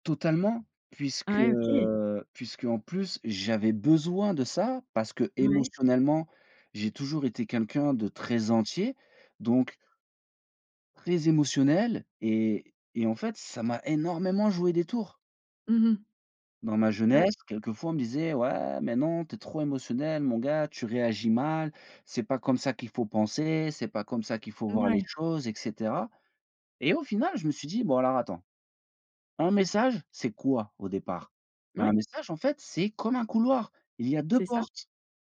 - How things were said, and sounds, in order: none
- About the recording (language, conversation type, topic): French, podcast, Comment t’organises-tu pour étudier efficacement ?